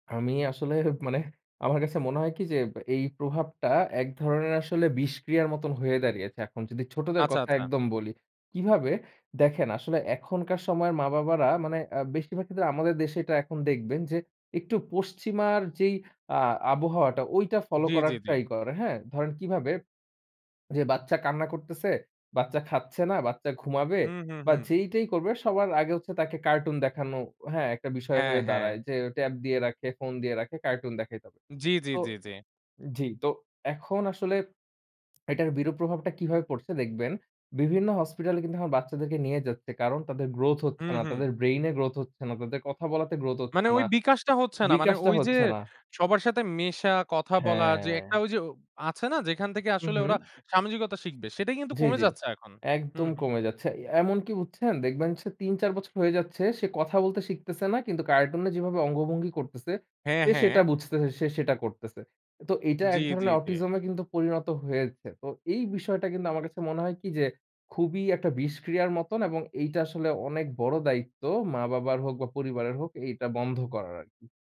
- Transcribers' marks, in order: laughing while speaking: "আসলে মানে আমার"; lip smack; drawn out: "হ্যাঁ"; other background noise
- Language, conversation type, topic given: Bengali, podcast, আপনার মতে নতুন প্রযুক্তি আমাদের প্রজন্মের রীতিনীতি কীভাবে বদলে দিচ্ছে?